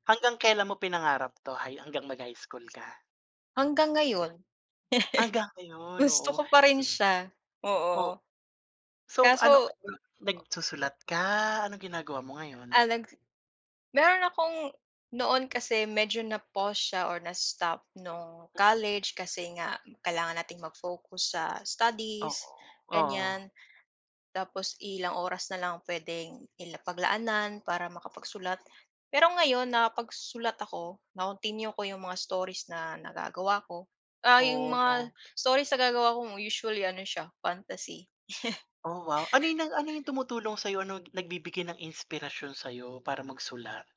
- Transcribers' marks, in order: chuckle; other noise; chuckle
- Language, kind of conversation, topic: Filipino, unstructured, Ano ang pinakamahalagang pangarap mo sa buhay?
- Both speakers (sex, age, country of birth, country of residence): female, 25-29, Philippines, Philippines; male, 45-49, Philippines, Philippines